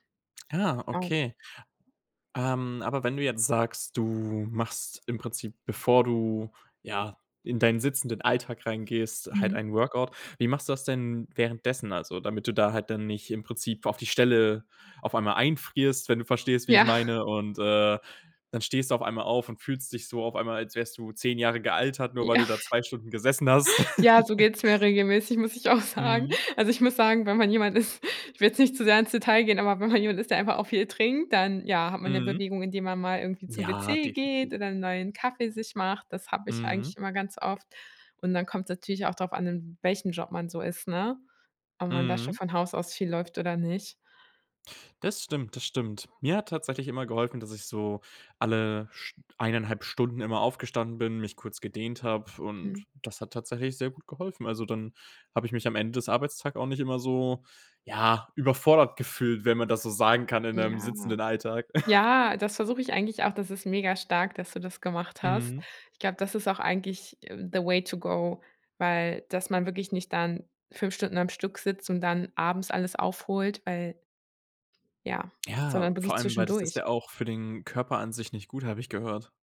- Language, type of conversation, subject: German, podcast, Wie integrierst du Bewegung in einen sitzenden Alltag?
- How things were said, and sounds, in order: laughing while speaking: "Ja"; laughing while speaking: "Ja"; giggle; laughing while speaking: "auch"; laughing while speaking: "ist"; other background noise; tapping; chuckle; in English: "the way to go"